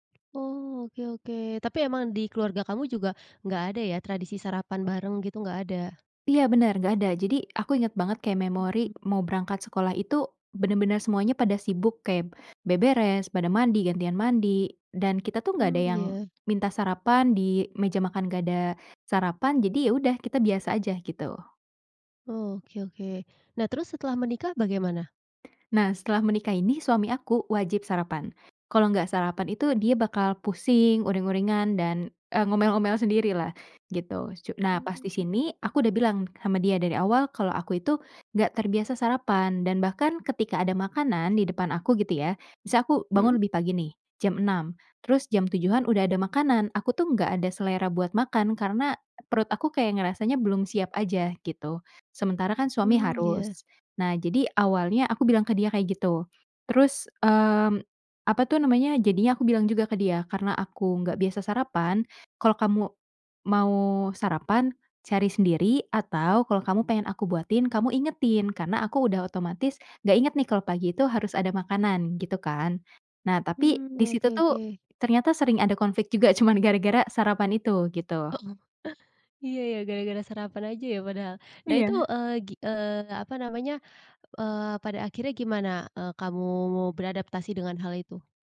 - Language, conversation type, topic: Indonesian, podcast, Apa yang berubah dalam hidupmu setelah menikah?
- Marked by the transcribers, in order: tapping; laughing while speaking: "cuman"; chuckle